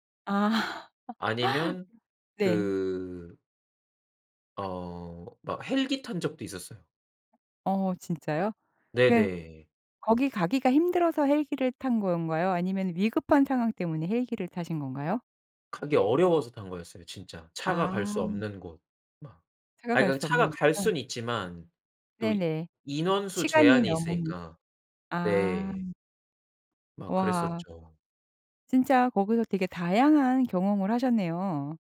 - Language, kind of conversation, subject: Korean, podcast, 여행이 당신의 삶을 바꾼 적이 있나요?
- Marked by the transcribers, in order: laughing while speaking: "아"; other background noise